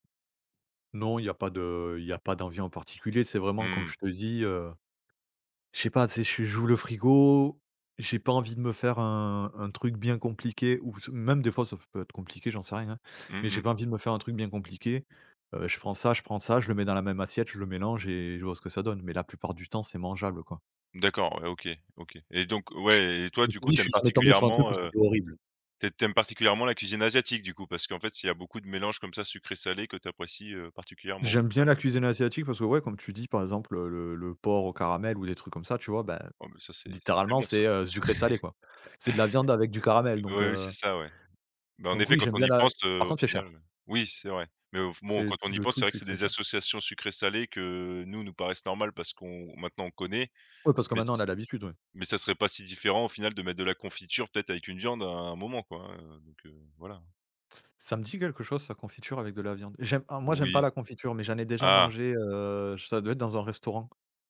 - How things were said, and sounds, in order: tapping; laugh
- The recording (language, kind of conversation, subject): French, podcast, Comment décides-tu d’associer deux saveurs improbables ?